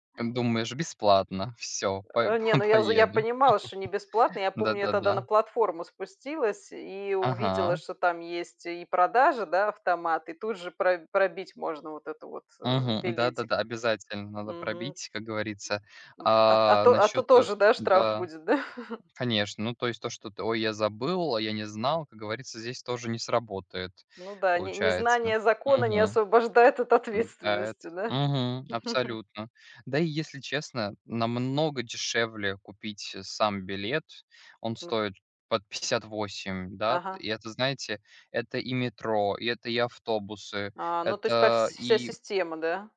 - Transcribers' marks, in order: laugh; laugh; laugh
- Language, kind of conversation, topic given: Russian, unstructured, Вы бы выбрали путешествие на машине или на поезде?